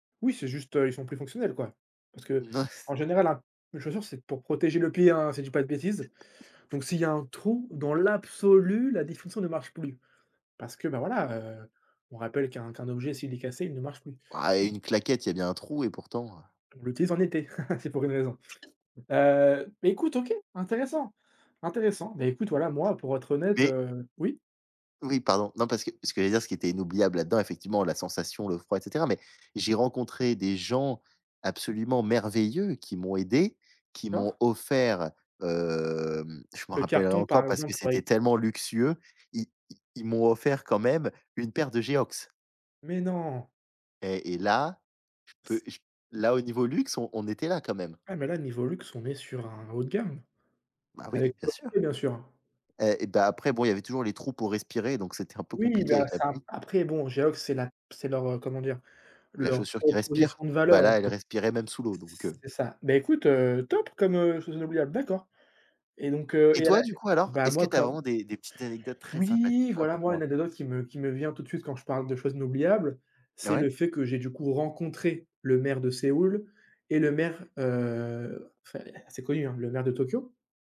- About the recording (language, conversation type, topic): French, unstructured, Qu’est-ce qui rend un voyage inoubliable selon toi ?
- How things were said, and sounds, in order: laugh; stressed: "l'absolu"; chuckle; other background noise; tapping; other noise; stressed: "merveilleux"; unintelligible speech